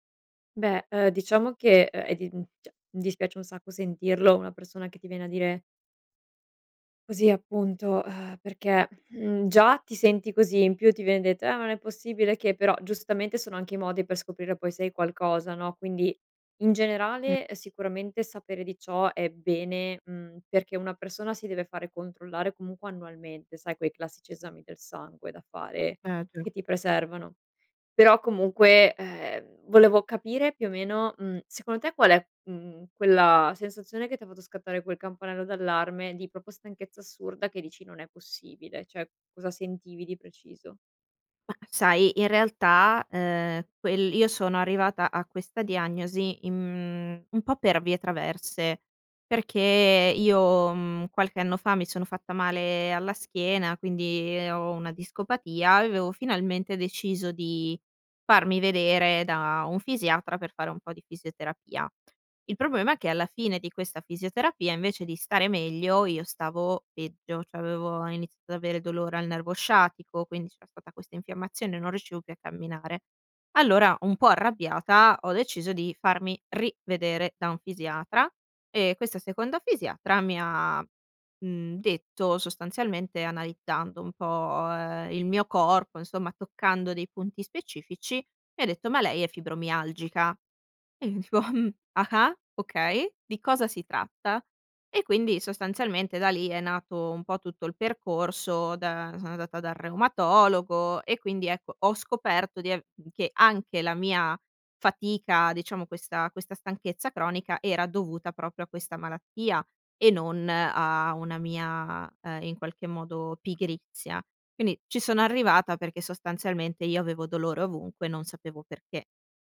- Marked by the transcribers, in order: "cioè" said as "ceh"; sigh; unintelligible speech; "proprio" said as "propo"; "cioè" said as "ceh"; "avevo" said as "aveo"; stressed: "rivedere"; "analizzando" said as "analiddando"; laughing while speaking: "dico"; chuckle; "proprio" said as "propio"
- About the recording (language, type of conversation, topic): Italian, advice, Come influisce l'affaticamento cronico sulla tua capacità di prenderti cura della famiglia e mantenere le relazioni?